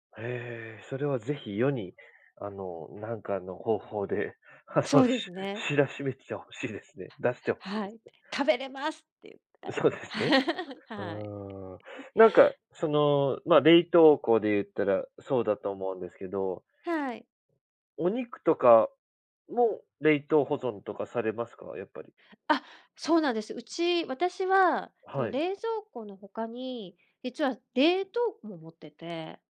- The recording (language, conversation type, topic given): Japanese, podcast, 食材を長持ちさせる保存方法と、冷蔵庫を効率よく整理するコツは何ですか？
- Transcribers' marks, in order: other background noise; laughing while speaking: "あの、し 知らしめて欲しいですね。出して欲しいです"; tapping; chuckle